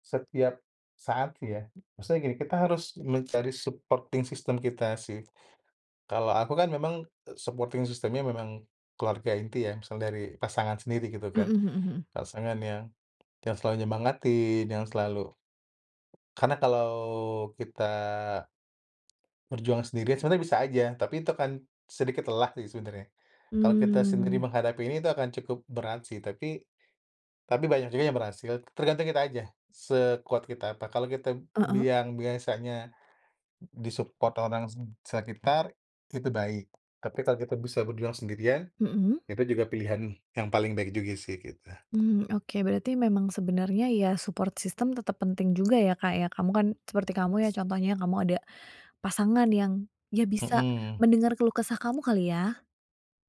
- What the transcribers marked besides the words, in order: other background noise; in English: "supporting system"; in English: "supporting system-nya"; tapping; in English: "di-support"; in English: "support system"
- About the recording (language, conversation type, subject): Indonesian, podcast, Bisa ceritakan kegagalan yang justru membuat kamu tumbuh?